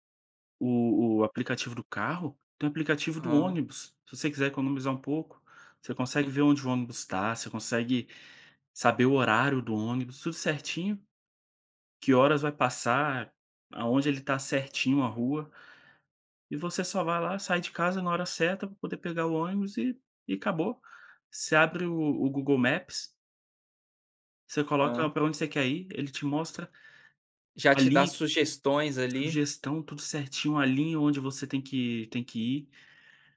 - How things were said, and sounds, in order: none
- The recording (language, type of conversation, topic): Portuguese, podcast, Como a tecnologia mudou o seu dia a dia?